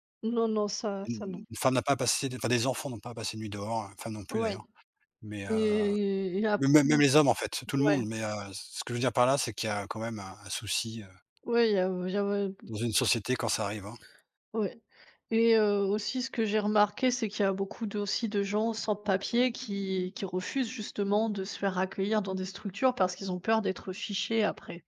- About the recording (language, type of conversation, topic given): French, unstructured, Quel est ton avis sur la manière dont les sans-abri sont traités ?
- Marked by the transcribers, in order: other background noise